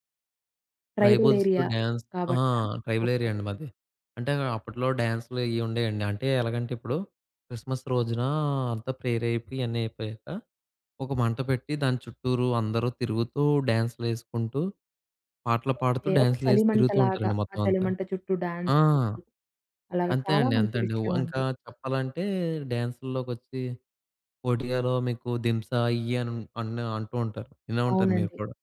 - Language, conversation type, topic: Telugu, podcast, పండుగల్లో కొత్తవాళ్లతో సహజంగా పరిచయం ఎలా పెంచుకుంటారు?
- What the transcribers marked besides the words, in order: in English: "ట్రైబల్ ఏరియా"; in English: "ట్రైబుల్స్‌తో డ్యాన్స్"; in English: "ట్రైబల్ ఏరియా"; in English: "ప్రేయర్"; in English: "డ్యాన్స్‌లేసుకుంటూ"; in English: "డాన్స్"; other background noise